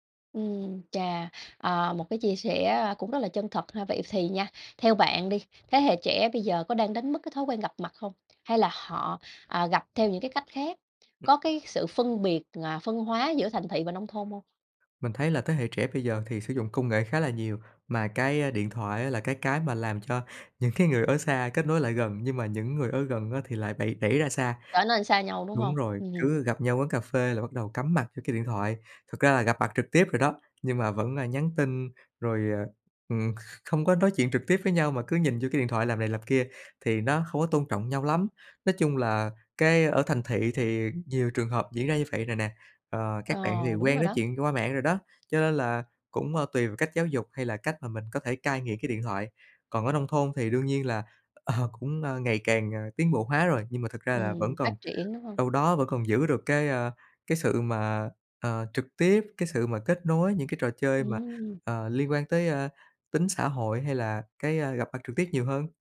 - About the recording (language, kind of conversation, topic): Vietnamese, podcast, Theo bạn, việc gặp mặt trực tiếp còn quan trọng đến mức nào trong thời đại mạng?
- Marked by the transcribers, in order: tapping; laughing while speaking: "cái"; other background noise; laughing while speaking: "ờ"